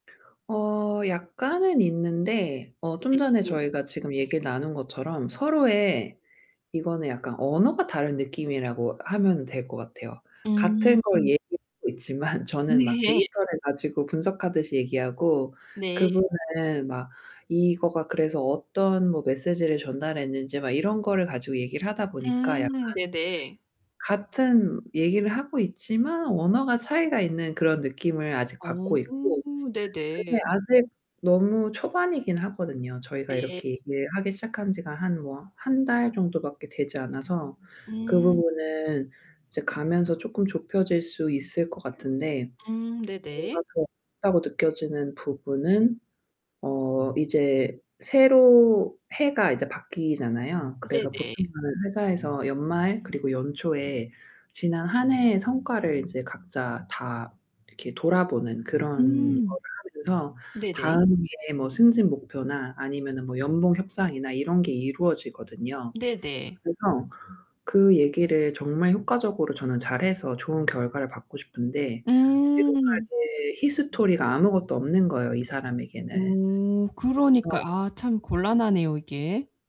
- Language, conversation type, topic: Korean, advice, 내 성과를 더 잘 보이고 인정받으려면 어떻게 소통해야 할까요?
- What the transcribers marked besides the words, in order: distorted speech; laughing while speaking: "네"; other background noise; unintelligible speech